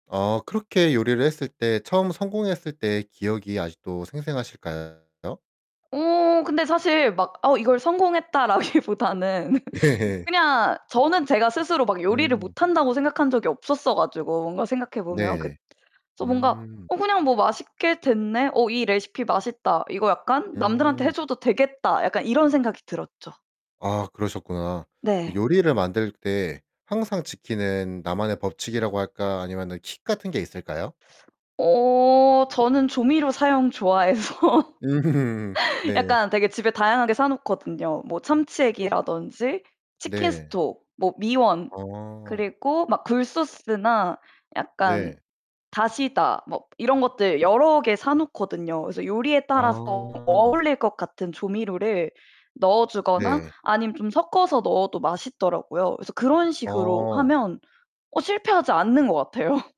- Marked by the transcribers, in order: distorted speech; laughing while speaking: "성공했다.'라기보다는"; laugh; laughing while speaking: "예예"; teeth sucking; laughing while speaking: "좋아해서"; tapping; laugh; other background noise; laughing while speaking: "같아요"
- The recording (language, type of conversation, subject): Korean, podcast, 요리할 때 가장 자신 있는 요리는 무엇인가요?